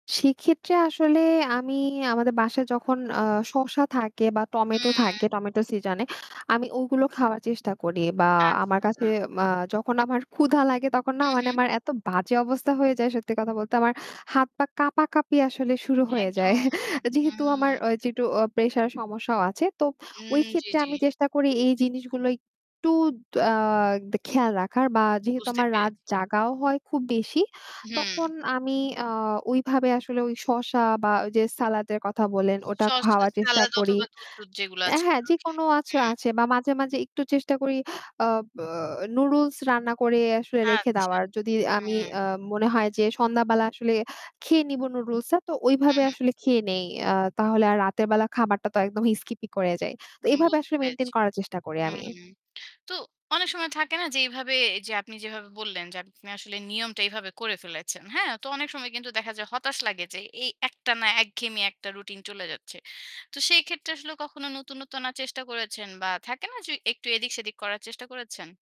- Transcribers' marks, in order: static; distorted speech; chuckle; "চেষ্টা" said as "চেস্তা"; unintelligible speech
- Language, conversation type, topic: Bengali, podcast, ডায়েটে ছোট ছোট বদল আনার জন্য আপনার কৌশল কী?